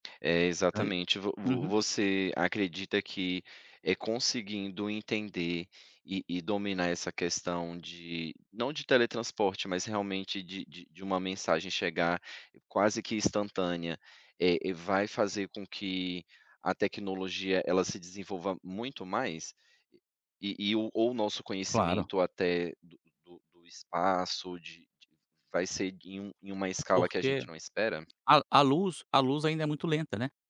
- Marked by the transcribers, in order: tapping
- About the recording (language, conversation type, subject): Portuguese, podcast, Que passatempo te ajuda a desestressar?